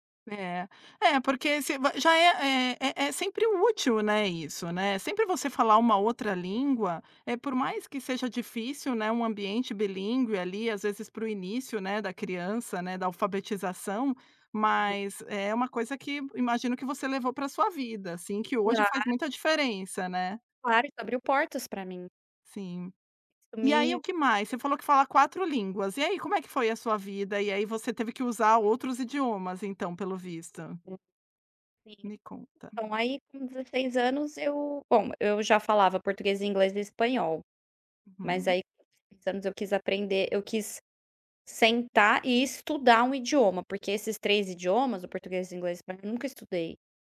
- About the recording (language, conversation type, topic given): Portuguese, podcast, Como você decide qual língua usar com cada pessoa?
- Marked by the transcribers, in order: unintelligible speech; tapping; other background noise